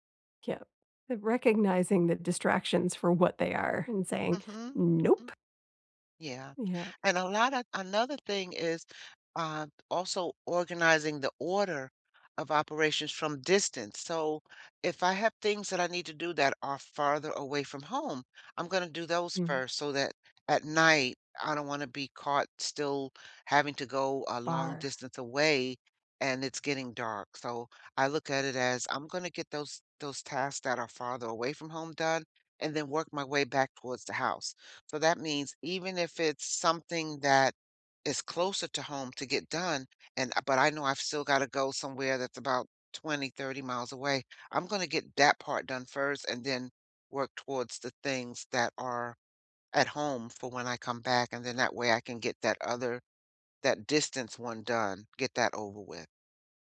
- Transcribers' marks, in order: none
- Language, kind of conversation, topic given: English, unstructured, What tiny habit should I try to feel more in control?
- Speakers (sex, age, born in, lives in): female, 50-54, United States, United States; female, 60-64, United States, United States